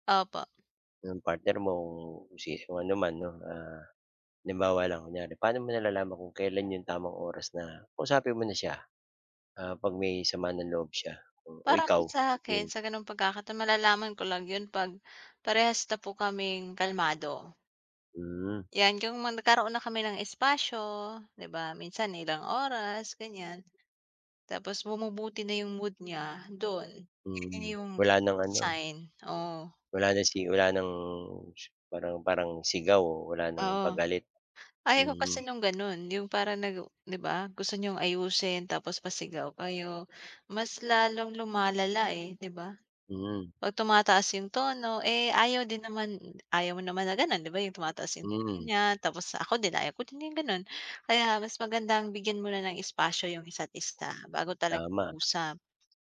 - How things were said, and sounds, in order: tapping; drawn out: "ng"; other background noise
- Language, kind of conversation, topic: Filipino, unstructured, Ano ang papel ng komunikasyon sa pag-aayos ng sama ng loob?